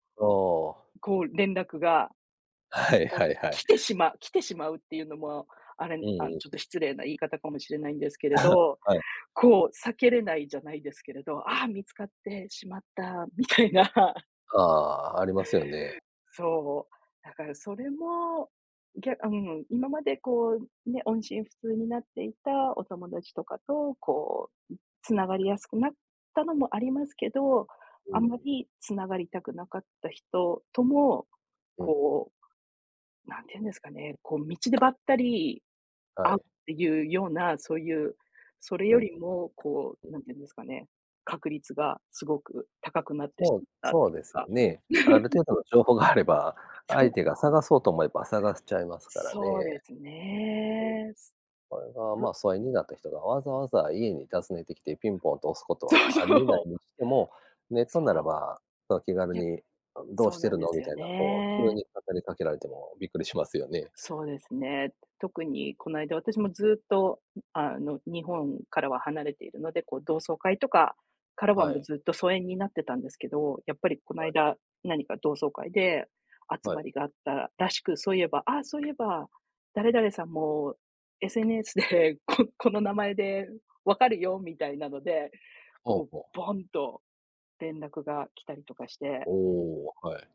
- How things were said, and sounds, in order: laughing while speaking: "はい はい はい"; chuckle; laughing while speaking: "みたいな"; other background noise; tapping; laugh; laughing while speaking: "そう そう"
- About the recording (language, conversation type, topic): Japanese, unstructured, SNSは人間関係にどのような影響を与えていると思いますか？